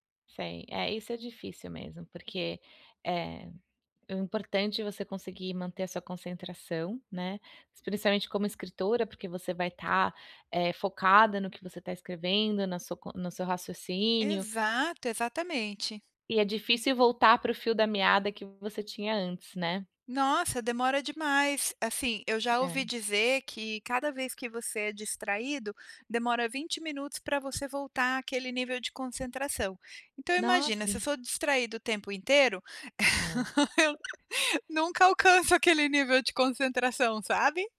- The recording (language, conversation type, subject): Portuguese, advice, Como posso me concentrar quando minha mente está muito agitada?
- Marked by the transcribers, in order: other background noise; laugh; laughing while speaking: "eu"